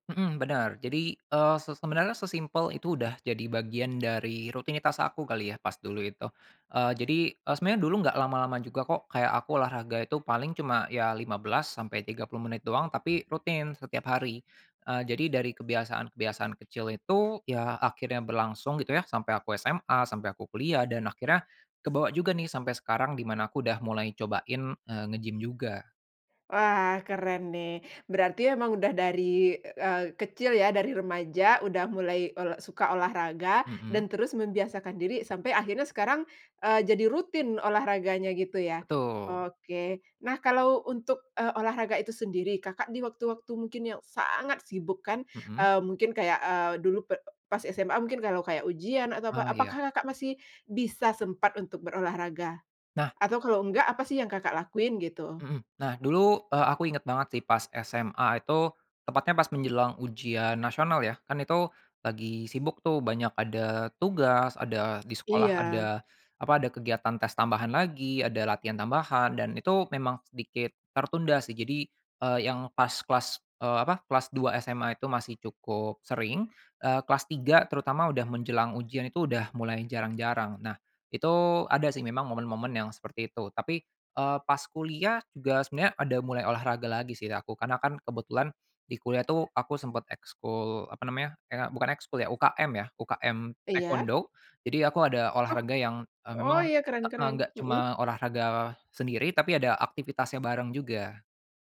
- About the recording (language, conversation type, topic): Indonesian, podcast, Bagaimana pengalamanmu membentuk kebiasaan olahraga rutin?
- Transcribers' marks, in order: none